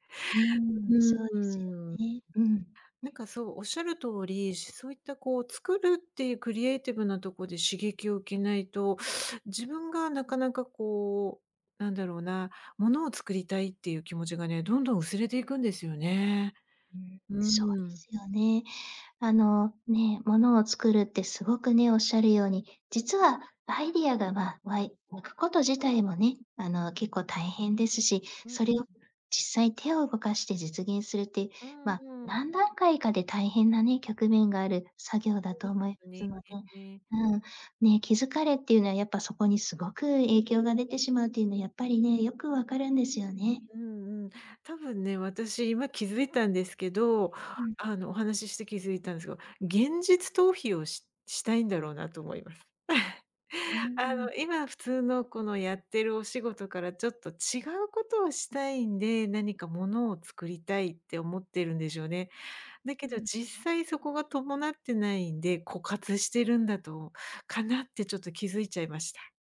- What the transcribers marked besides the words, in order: other background noise; teeth sucking; chuckle
- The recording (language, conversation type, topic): Japanese, advice, 疲労や気力不足で創造力が枯渇していると感じるのはなぜですか？